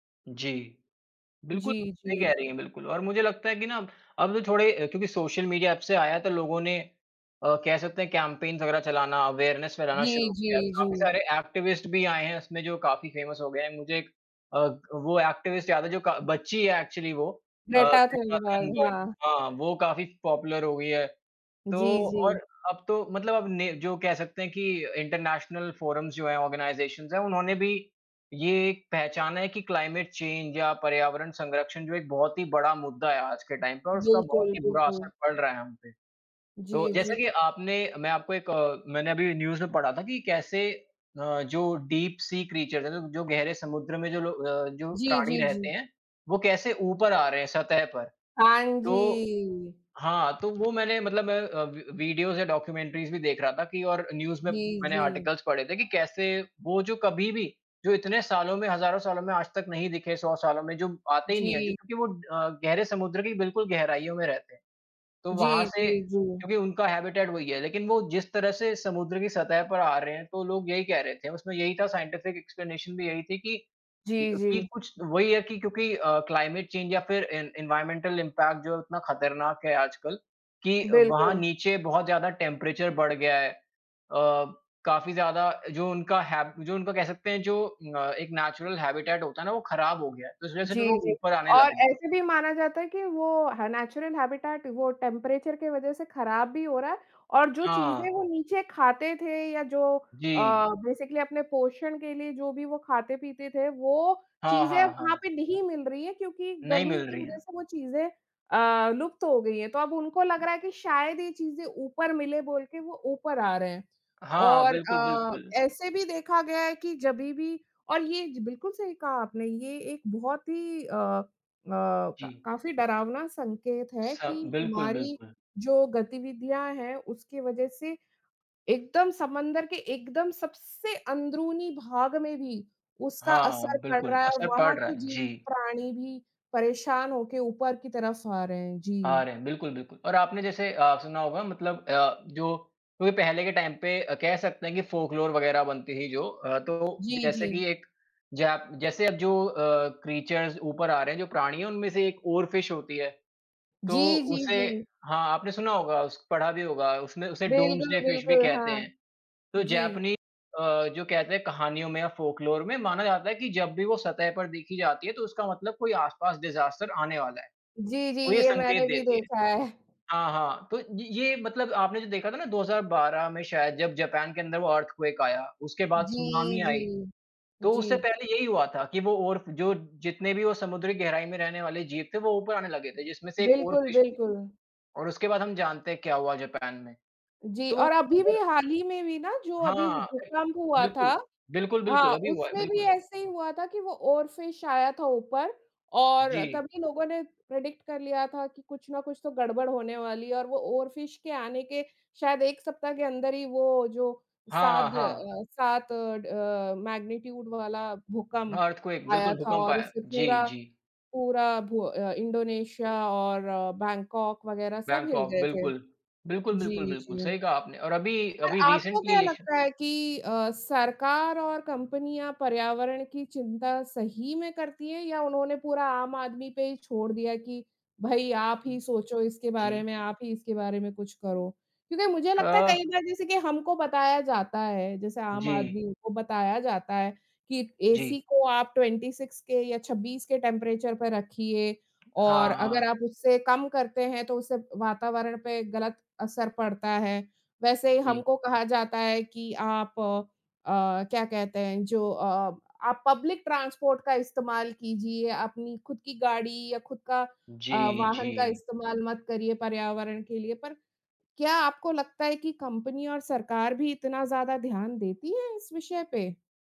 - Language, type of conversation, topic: Hindi, unstructured, क्या आपको यह देखकर खुशी होती है कि अब पर्यावरण संरक्षण पर ज़्यादा ध्यान दिया जा रहा है?
- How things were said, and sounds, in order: in English: "कैम्पेन्स"; in English: "अवेयरनेस"; background speech; in English: "एक्टिविस्ट"; in English: "फेमस"; other noise; in English: "एक्टिविस्ट"; in English: "एक्चुअली"; in English: "पॉपुलर"; in English: "इंटरनेशनल फ़ोरम्स"; in English: "ऑर्गनाइज़ेशन्स"; in English: "क्लाइमेट चेंज"; in English: "टाइम"; in English: "न्यूज़"; in English: "डीप सी क्रीचर्स"; other background noise; tapping; in English: "वी वीडियोज़"; in English: "डॉक्युमेंट्रीज़"; in English: "न्यूज़"; in English: "आर्टिकल्स"; in English: "हैबिटैट"; in English: "साइंटिफ़िक एक्सप्लनेशन"; in English: "क्लाइमेट चेंज"; in English: "एन एनवायर्नमेंटल इम्पैक्ट"; in English: "टेम्परेचर"; in English: "नैचरल हैबिटैट"; in English: "नैचुरल हैबिटैट"; in English: "टेम्परेचर"; siren; in English: "बेसिकली"; in English: "टाइम"; in English: "फ़ोकलोर"; in English: "क्रीचर्स"; in English: "ओरफ़िश"; in English: "डूम्सडे फ़िश"; in English: "फ़ोकलोर"; in English: "डिज़ास्टर"; laughing while speaking: "है"; in English: "अर्थक्वेक"; in English: "सुनामी"; in English: "ओरफ़िश"; unintelligible speech; in English: "ओरफ़िश"; in English: "प्रेडिक्ट"; in English: "ओरफ़िश"; in English: "अर्थक्वेक"; in English: "मैग्नीट्यूड"; in English: "रिसेंटली"; in English: "ट्वेंटी सिक्स"; in English: "टेम्परेचर"; in English: "पब्लिक ट्रांसपोर्ट"